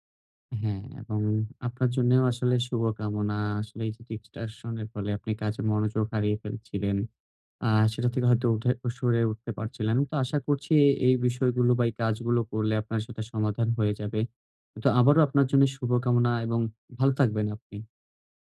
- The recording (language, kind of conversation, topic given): Bengali, advice, কাজের সময় বিভ্রান্তি কমিয়ে কীভাবে একটিমাত্র কাজে মনোযোগ ধরে রাখতে পারি?
- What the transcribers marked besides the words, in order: in English: "distraction"